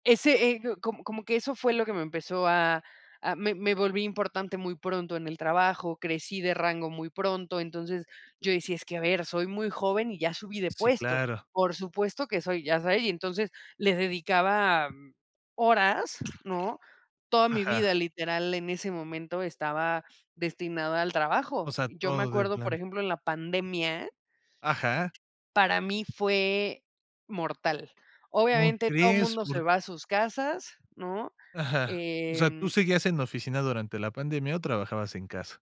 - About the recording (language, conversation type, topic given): Spanish, podcast, ¿Qué consejo le darías a tu yo de hace diez años?
- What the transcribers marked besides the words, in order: other background noise